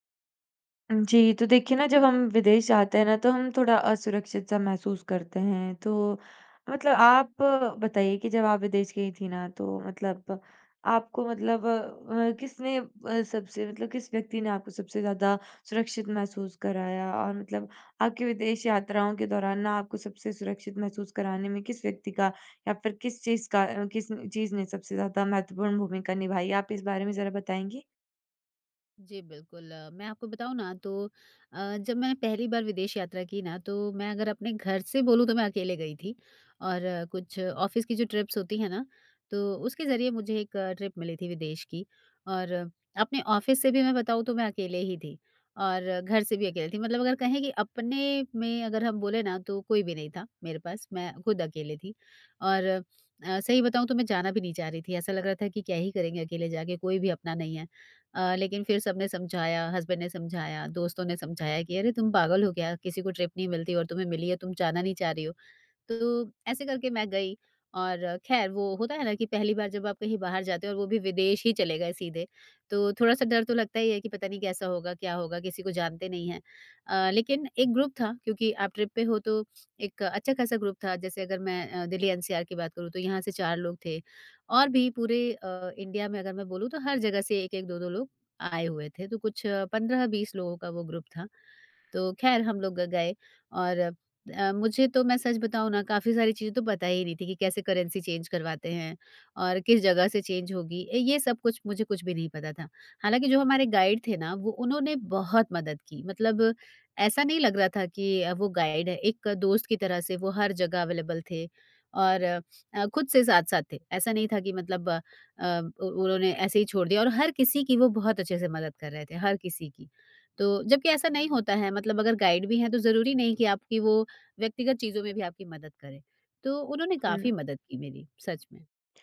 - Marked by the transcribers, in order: in English: "ऑफिस"; in English: "ट्रिप्स"; in English: "ट्रिप"; in English: "ऑफिस"; in English: "हस्बैंड"; in English: "ट्रिप"; in English: "ग्रुप"; in English: "ट्रिप"; in English: "ग्रुप"; in English: "ग्रुप"; in English: "करेंसी चेंज"; in English: "चेंज"; in English: "गाइड"; in English: "गाइड"; in English: "अवेलेबल"; in English: "गाइड"
- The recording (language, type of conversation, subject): Hindi, podcast, किसने आपको विदेश में सबसे सुरक्षित महसूस कराया?